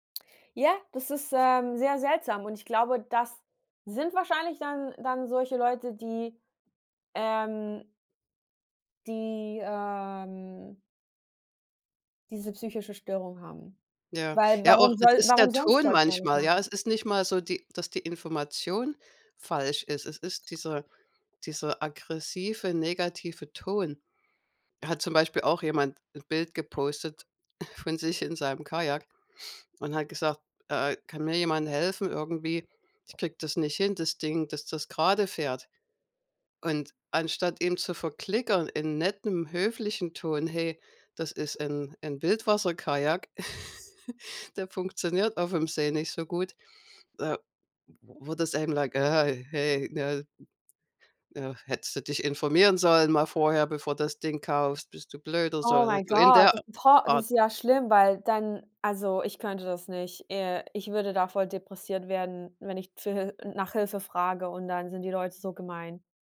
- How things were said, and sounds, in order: other background noise; chuckle; giggle; in English: "like"; other noise; in English: "Oh my god"; "depressiv" said as "deprisiert"
- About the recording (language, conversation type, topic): German, unstructured, Findest du, dass soziale Netzwerke unsere Kommunikation verbessern oder verschlechtern?